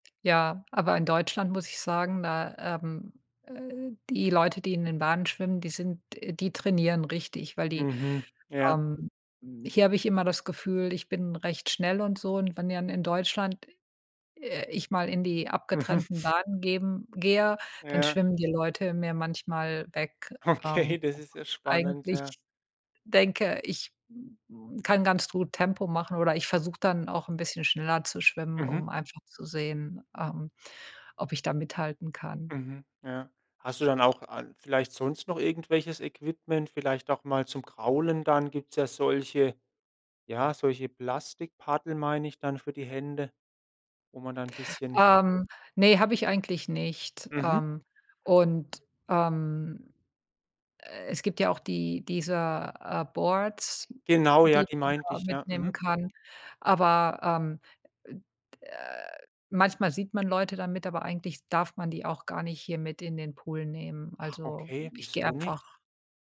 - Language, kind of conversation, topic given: German, podcast, Wie hast du mit deinem liebsten Hobby angefangen?
- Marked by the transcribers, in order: laughing while speaking: "Mhm"; laughing while speaking: "Okay"; other background noise; other noise; in English: "Boards"